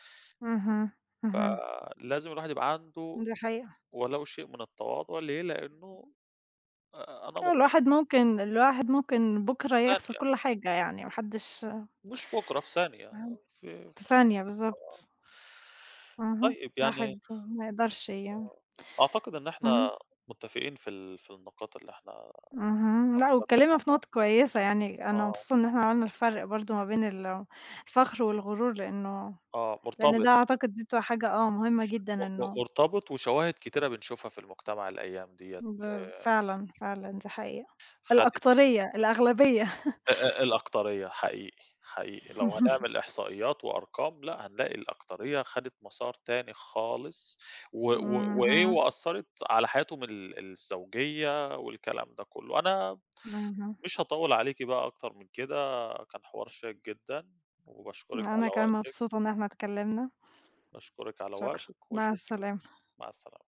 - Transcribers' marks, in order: tapping; chuckle; chuckle; unintelligible speech
- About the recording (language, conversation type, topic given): Arabic, unstructured, إيه اللي بيخليك تحس إنك فخور بنفسك؟